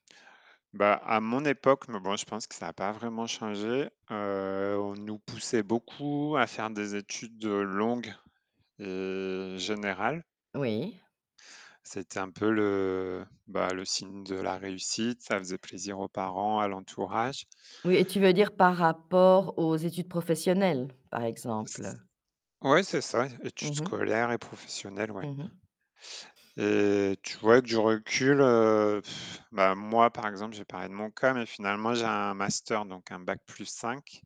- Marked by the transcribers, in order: static; tapping; drawn out: "le"; other background noise; blowing
- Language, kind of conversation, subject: French, podcast, Quel conseil donnerais-tu à ton moi de 16 ans ?
- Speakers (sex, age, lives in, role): female, 60-64, France, host; male, 35-39, France, guest